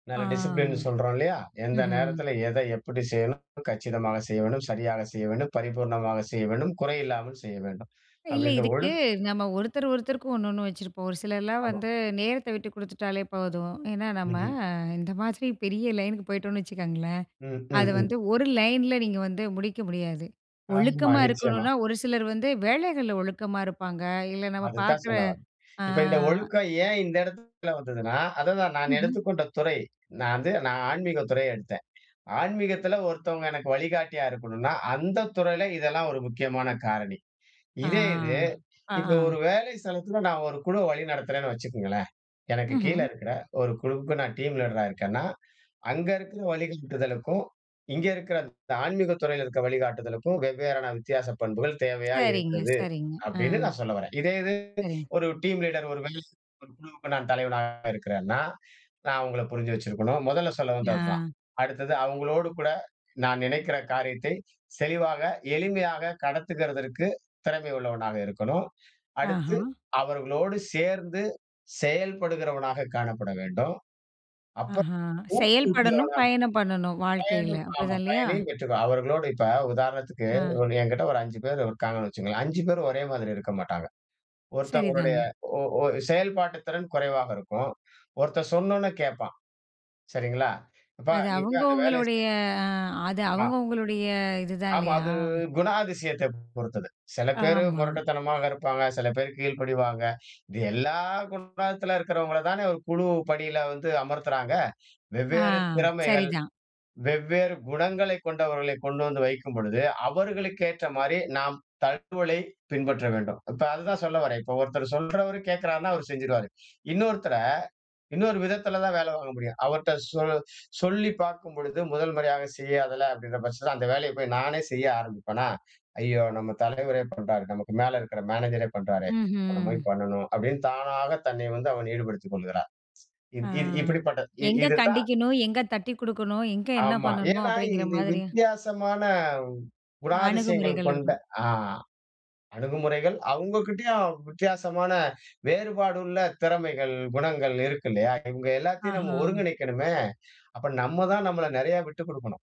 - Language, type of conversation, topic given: Tamil, podcast, ஒரு நல்ல வழிகாட்டிக்குத் தேவையான முக்கியமான மூன்று பண்புகள் என்னென்ன?
- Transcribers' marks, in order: drawn out: "ஆ"; other background noise; drawn out: "அவுங்களுடைய"; drawn out: "வித்தியாசமான"